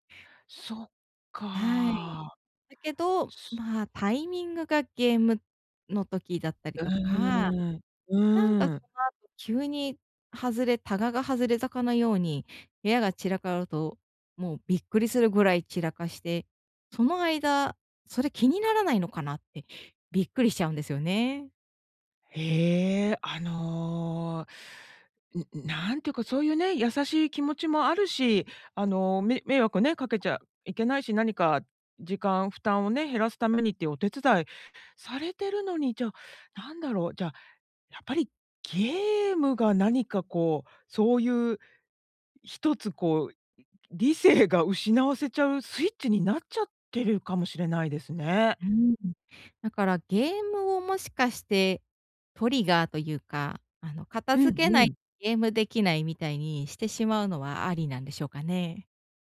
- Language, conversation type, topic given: Japanese, advice, 家の散らかりは私のストレスにどのような影響を与えますか？
- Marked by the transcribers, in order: none